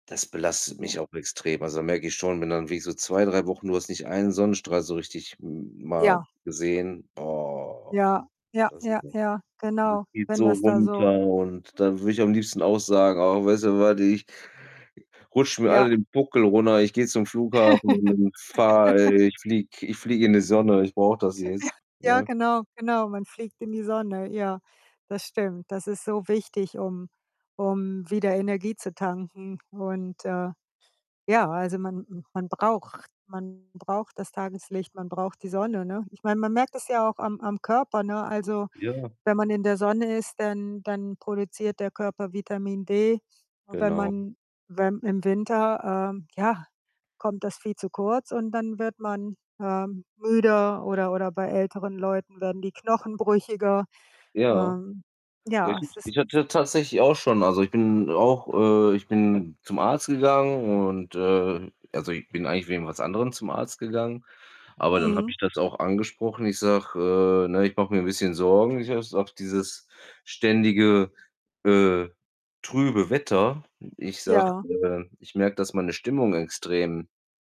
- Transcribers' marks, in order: drawn out: "oh"; unintelligible speech; distorted speech; laugh; chuckle; tapping; other background noise; static; unintelligible speech; unintelligible speech
- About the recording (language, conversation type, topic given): German, unstructured, Wie beeinflusst das Wetter deine Stimmung und deine Pläne?
- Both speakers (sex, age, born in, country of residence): female, 55-59, Germany, United States; male, 35-39, Germany, Germany